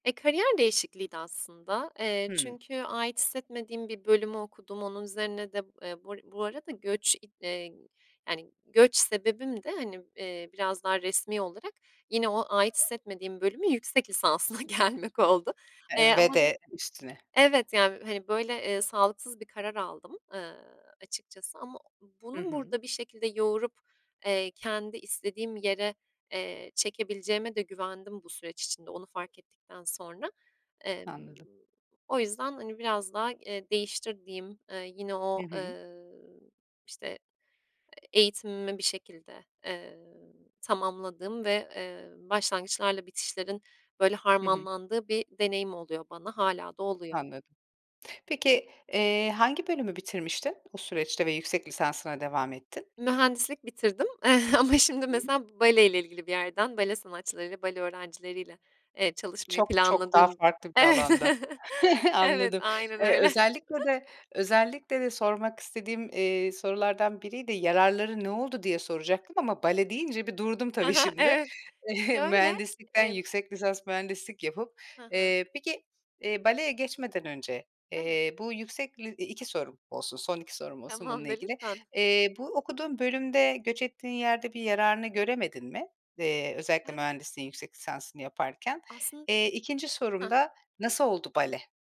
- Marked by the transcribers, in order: laughing while speaking: "lisansına gelmek oldu"; tapping; other background noise; chuckle; chuckle; chuckle; laughing while speaking: "evet"
- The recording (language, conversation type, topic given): Turkish, podcast, İlk adımı atmak isteyenlere neler önerirsiniz?